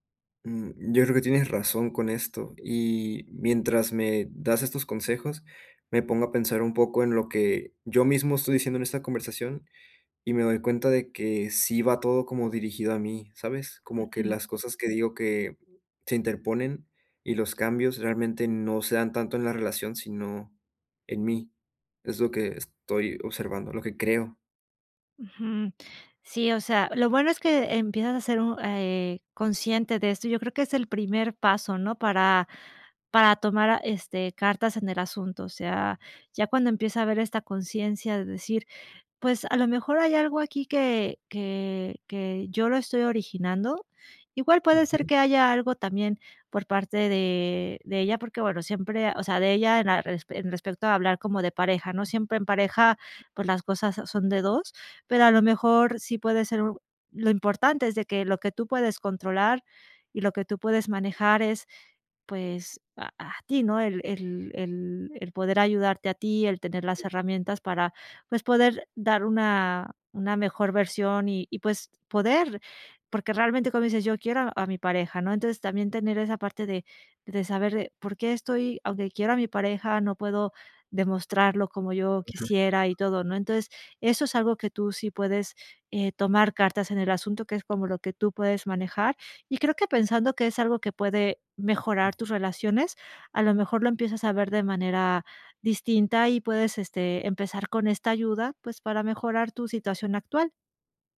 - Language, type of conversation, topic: Spanish, advice, ¿Cómo puedo abordar la desconexión emocional en una relación que antes era significativa?
- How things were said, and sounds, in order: tapping; other noise; other background noise